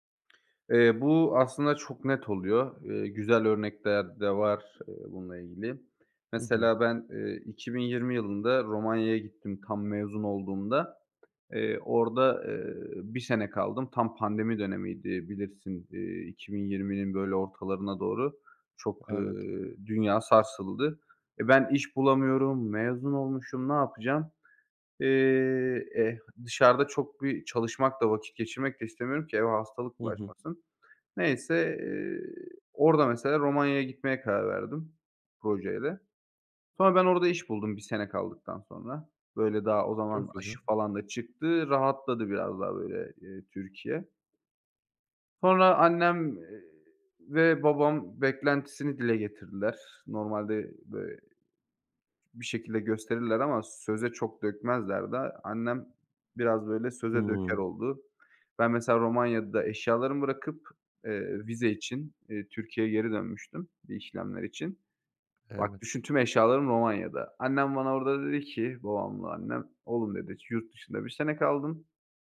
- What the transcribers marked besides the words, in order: tapping
- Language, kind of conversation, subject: Turkish, podcast, Aile beklentileri seçimlerini sence nasıl etkiler?